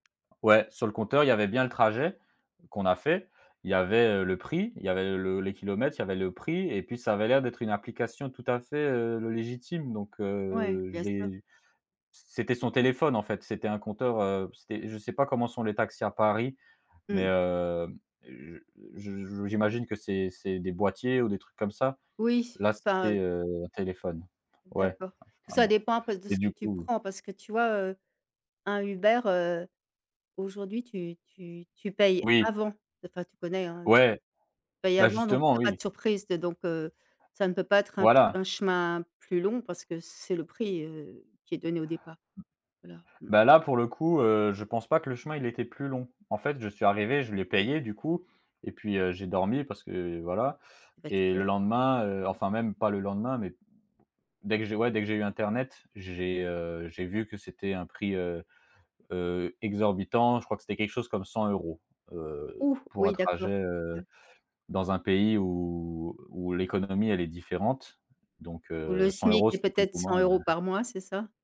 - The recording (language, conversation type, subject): French, podcast, Comment as-tu géré une arnaque à l’étranger ?
- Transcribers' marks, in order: stressed: "avant"; other background noise